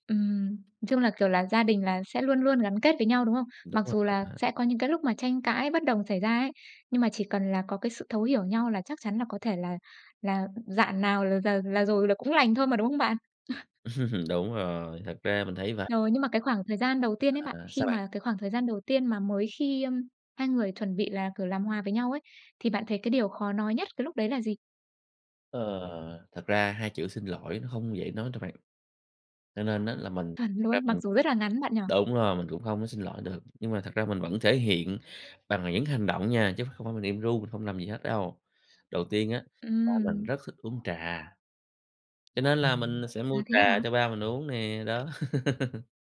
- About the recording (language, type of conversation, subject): Vietnamese, podcast, Bạn có kinh nghiệm nào về việc hàn gắn lại một mối quan hệ gia đình bị rạn nứt không?
- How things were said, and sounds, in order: chuckle; tapping; other background noise; laugh